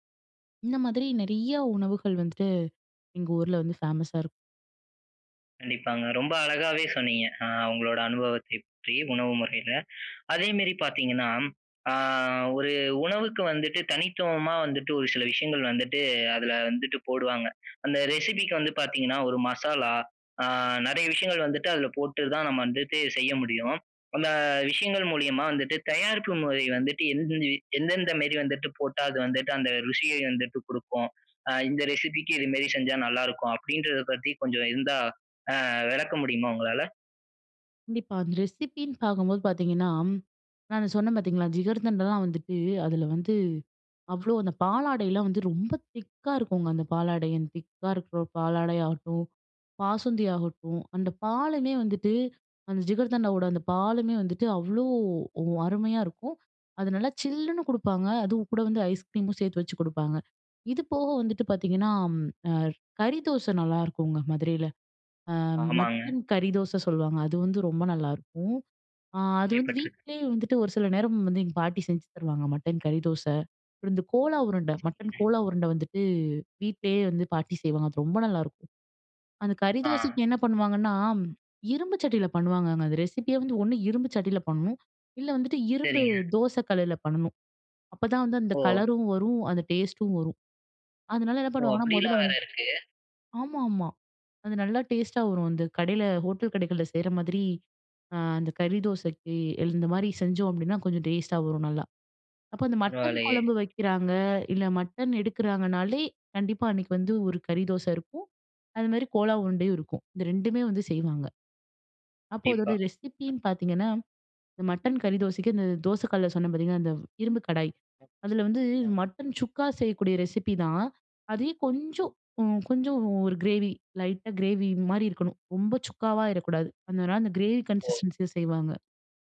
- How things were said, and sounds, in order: in English: "ஃபேமஸா"; other background noise; in English: "ரெசிபிக்கு"; unintelligible speech; in English: "ரெசிபிக்கு"; in English: "ரெசிப்பின்னு"; other noise; in English: "ரெசிப்பியே"; in English: "ரெசிப்பின்னு"; in English: "ரெசிப்பி"; in English: "கன்சிஸ்டன்ஸில"
- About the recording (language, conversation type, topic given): Tamil, podcast, உங்கள் ஊரில் உங்களால் மறக்க முடியாத உள்ளூர் உணவு அனுபவம் எது?